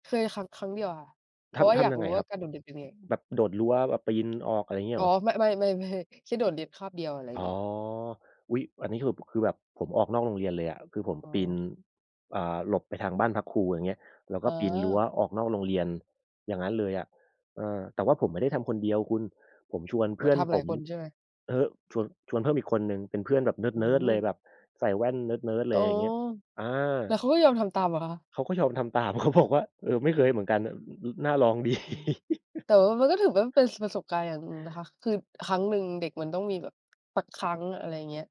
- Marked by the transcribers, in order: laughing while speaking: "เขาบอกว่า"; laughing while speaking: "ดี"; laugh
- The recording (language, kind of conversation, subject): Thai, unstructured, คุณมีเรื่องราวตลกๆ ในวัยเด็กที่ยังจำได้ไหม?
- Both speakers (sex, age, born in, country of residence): female, 20-24, Thailand, Thailand; male, 30-34, Thailand, Thailand